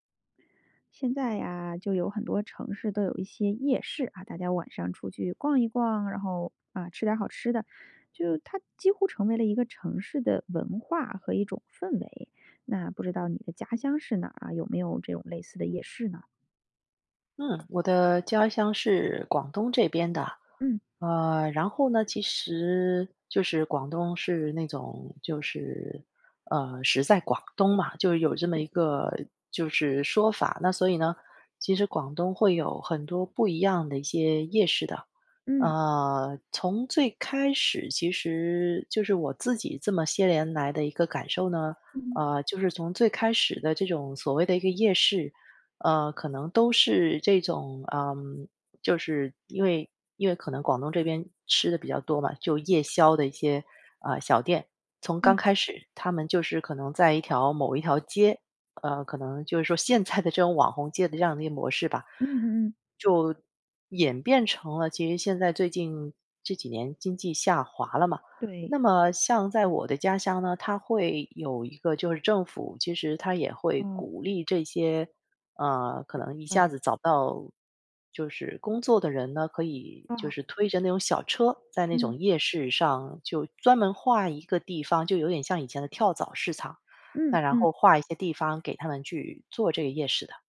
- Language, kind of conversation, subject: Chinese, podcast, 你会如何向别人介绍你家乡的夜市？
- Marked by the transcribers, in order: tapping; other background noise; laughing while speaking: "现在的"